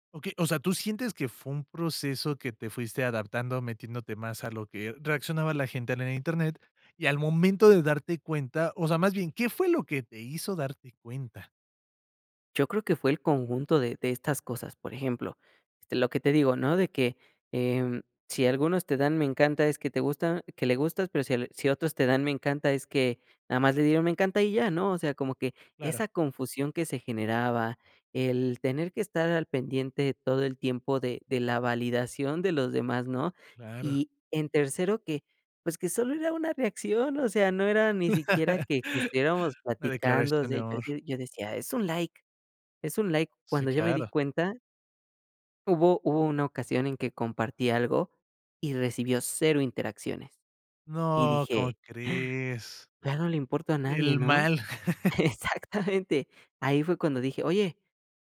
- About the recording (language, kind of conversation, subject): Spanish, podcast, ¿Qué pesa más para ti: un me gusta o un abrazo?
- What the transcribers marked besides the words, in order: laugh; gasp; laughing while speaking: "Exactamente"; chuckle